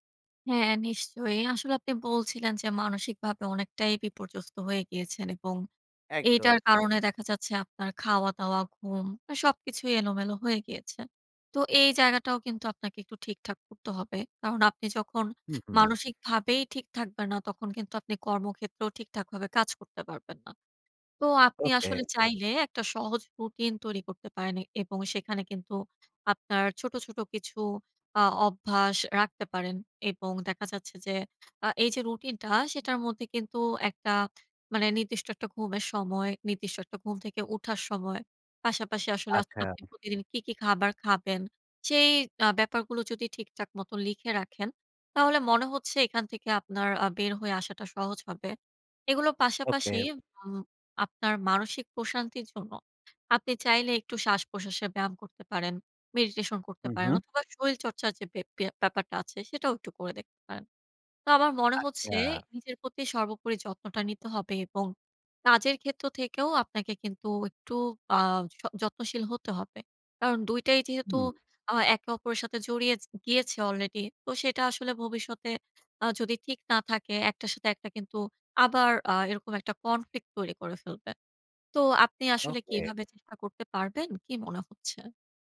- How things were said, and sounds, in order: in English: "মেডিটেশন"; "শরীরচর্চার" said as "শরীলচর্চার"; in English: "কনফ্লিক্ট"
- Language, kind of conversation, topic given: Bengali, advice, নতুন পরিবর্তনের সাথে মানিয়ে নিতে না পারলে মানসিক শান্তি ধরে রাখতে আমি কীভাবে স্বযত্ন করব?